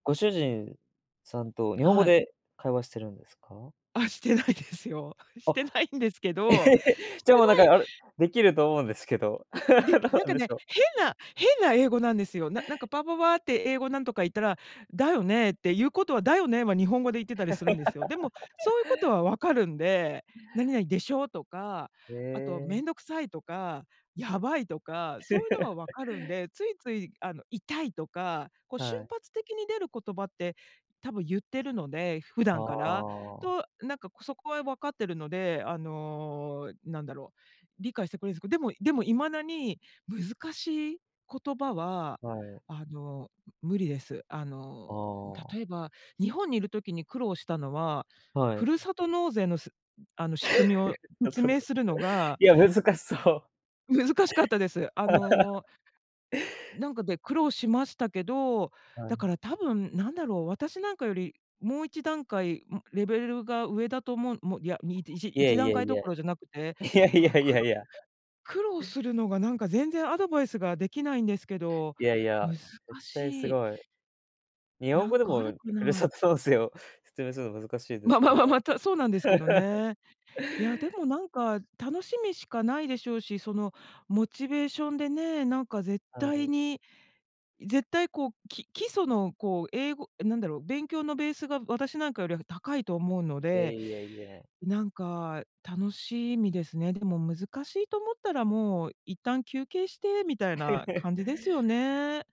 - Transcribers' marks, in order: laughing while speaking: "してないですよ。してないんですけど"; laugh; laugh; laugh; laugh; other noise; laugh; joyful: "いや、ちょっと。いや、難しそう"; laughing while speaking: "いや、ちょっと。いや、難しそう"; laugh; laughing while speaking: "いやいや いやいや"; laughing while speaking: "ふるさと納税を"; laugh; laugh
- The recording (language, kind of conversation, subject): Japanese, unstructured, 勉強していて嬉しかった瞬間はどんなときですか？